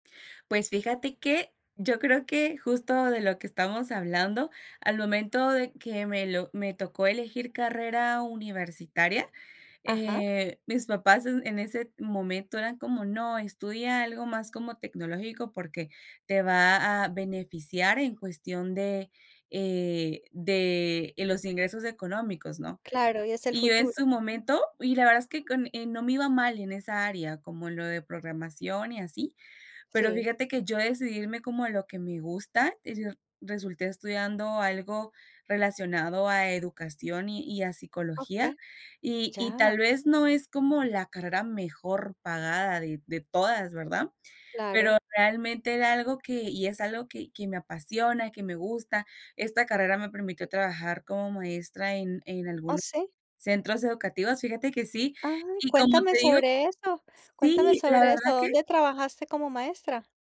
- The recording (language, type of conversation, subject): Spanish, podcast, ¿Qué te impulsa más: la pasión o la seguridad?
- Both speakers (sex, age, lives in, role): female, 20-24, United States, guest; female, 55-59, United States, host
- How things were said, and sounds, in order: tapping